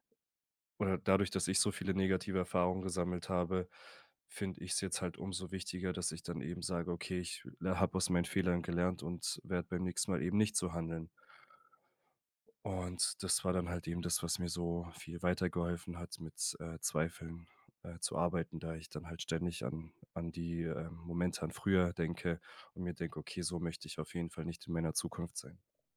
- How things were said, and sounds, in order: none
- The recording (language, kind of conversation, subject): German, podcast, Wie gehst du mit Zweifeln bei einem Neuanfang um?